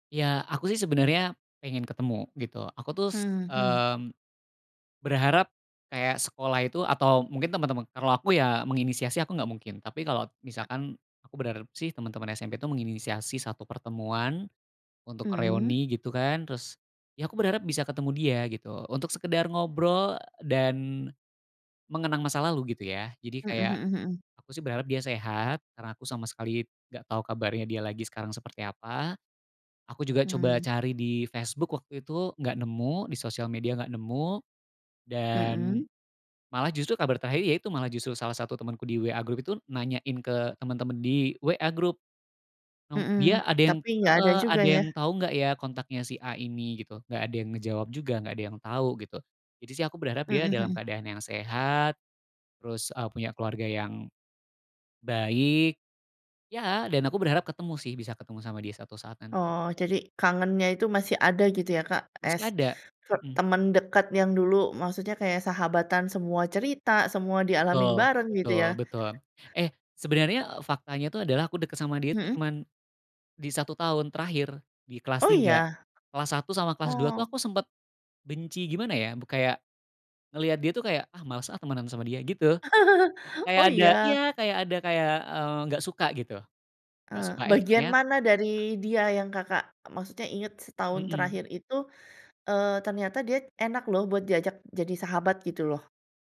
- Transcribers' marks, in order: other noise; tapping; chuckle; other background noise
- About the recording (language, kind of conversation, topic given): Indonesian, podcast, Lagu apa yang selalu membuat kamu merasa nostalgia, dan mengapa?